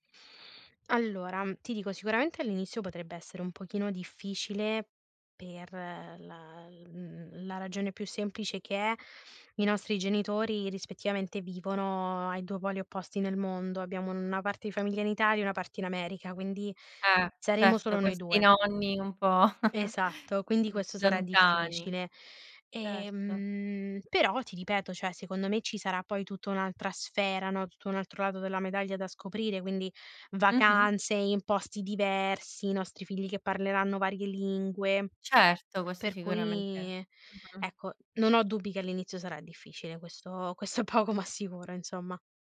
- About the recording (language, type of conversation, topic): Italian, podcast, Come decidi se avere un figlio o non averne?
- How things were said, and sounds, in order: chuckle; laughing while speaking: "questo è poco"